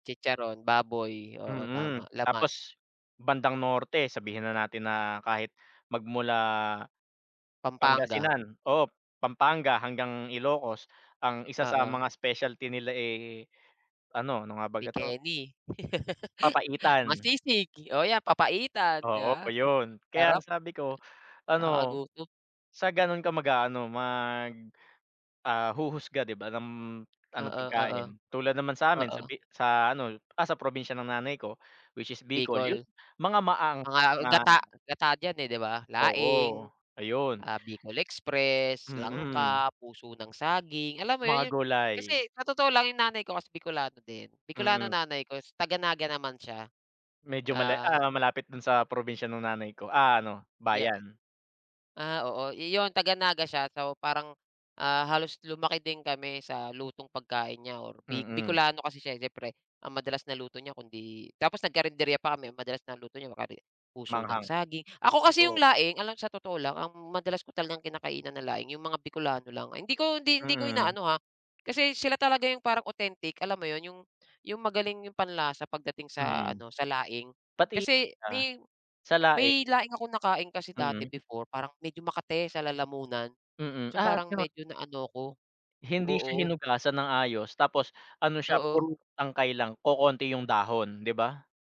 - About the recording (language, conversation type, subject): Filipino, unstructured, Ano ang unang lugar na gusto mong bisitahin sa Pilipinas?
- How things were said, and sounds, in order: tapping; other background noise; laugh